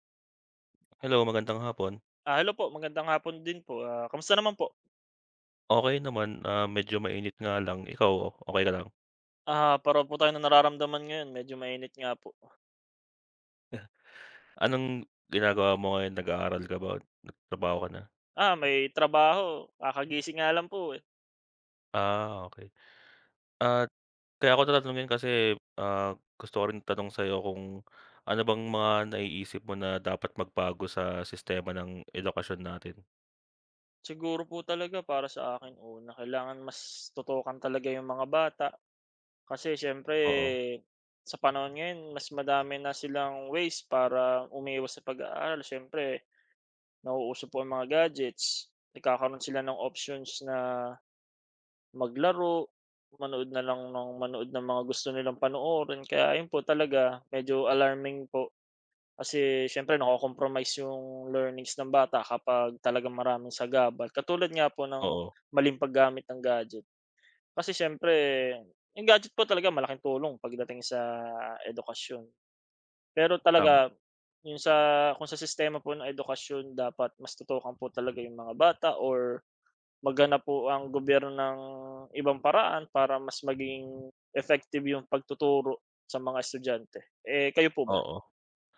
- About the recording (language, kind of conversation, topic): Filipino, unstructured, Paano sa palagay mo dapat magbago ang sistema ng edukasyon?
- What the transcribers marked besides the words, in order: tapping; gasp; wind